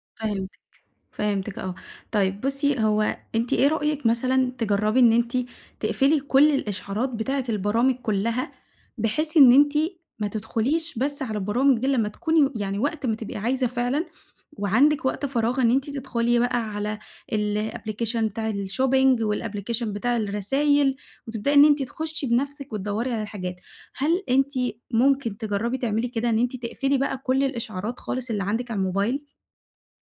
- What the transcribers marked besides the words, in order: none
- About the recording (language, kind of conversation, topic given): Arabic, advice, إزاي إشعارات الموبايل بتخلّيك تتشتّت وإنت شغال؟